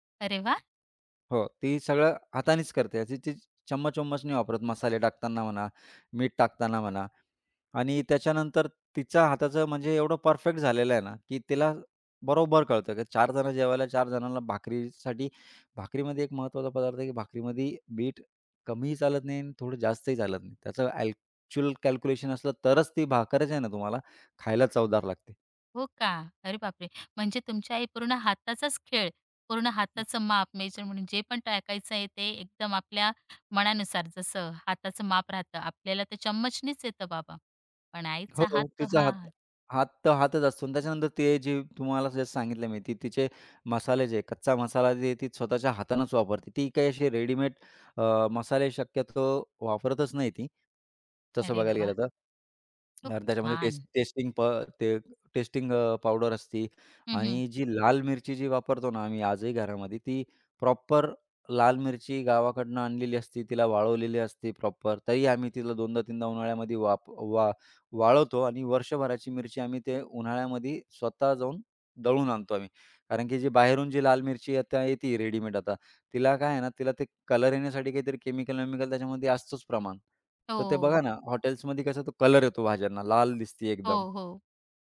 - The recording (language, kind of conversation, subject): Marathi, podcast, कठीण दिवसानंतर तुम्हाला कोणता पदार्थ सर्वाधिक दिलासा देतो?
- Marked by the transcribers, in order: other background noise; tapping